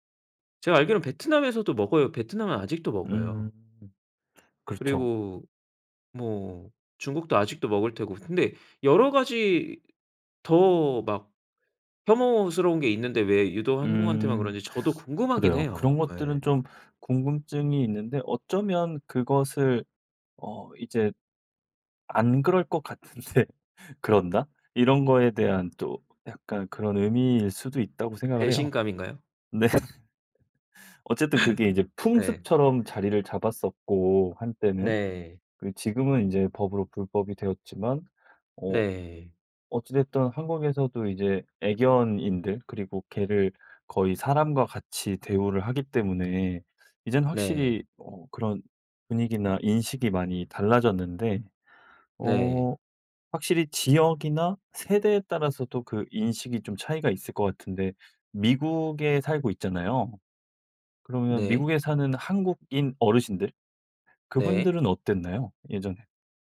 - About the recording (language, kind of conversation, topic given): Korean, podcast, 네 문화에 대해 사람들이 오해하는 점은 무엇인가요?
- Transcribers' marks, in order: laughing while speaking: "같은데"; laughing while speaking: "네"; laugh; other background noise; laugh